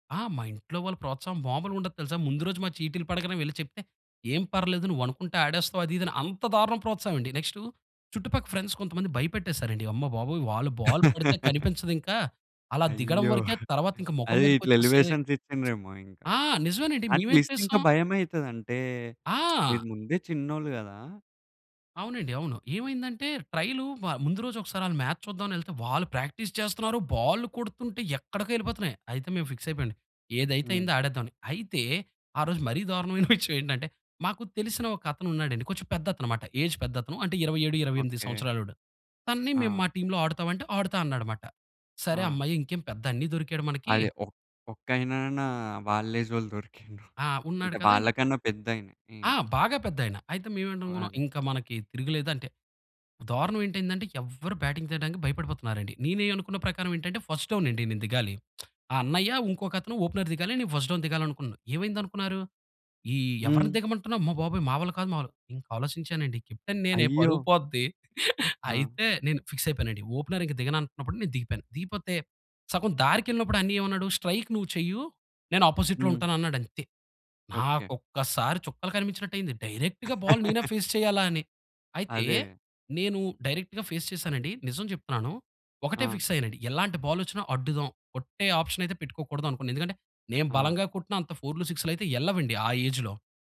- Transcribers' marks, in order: in English: "ఫ్రెండ్స్"; laugh; chuckle; in English: "ఎలివేషన్స్"; lip smack; lip smack; in English: "మ్యాచ్"; in English: "ప్రాక్టీస్"; in English: "ఫిక్స్"; laughing while speaking: "విషయం"; in English: "ఏజ్"; in English: "టీమ్‌లో"; in English: "బ్యాటింగ్"; in English: "ఫస్ట్ డౌన్"; lip smack; in English: "ఓపెనర్"; in English: "ఫస్ట్ డౌన్"; in English: "కెప్టెన్"; chuckle; in English: "ఫిక్స్"; in English: "ఓపెనర్"; in English: "స్ట్రైక్"; in English: "అపోజిట్‌లో"; in English: "డైరెక్ట్‌గా బాల్"; chuckle; in English: "డైరెక్ట్‌గా ఫేస్"; in English: "ఫిక్స్"; in English: "ఆప్షన్"; in English: "ఏజ్‌లో"
- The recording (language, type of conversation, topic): Telugu, podcast, నువ్వు చిన్నప్పుడే ఆసక్తిగా నేర్చుకుని ఆడడం మొదలుపెట్టిన క్రీడ ఏదైనా ఉందా?